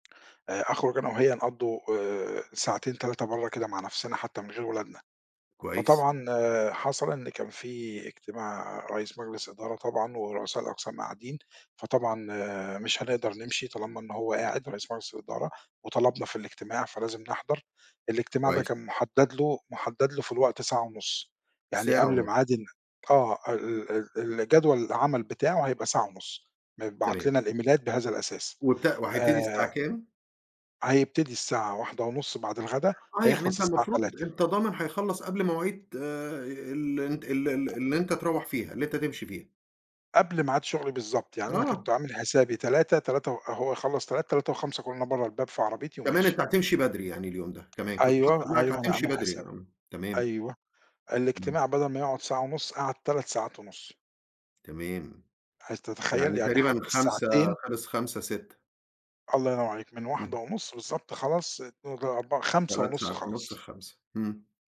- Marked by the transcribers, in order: tapping; in English: "الإيميلات"; unintelligible speech
- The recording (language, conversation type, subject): Arabic, podcast, إزاي بتوازن وقتك بين الشغل والبيت؟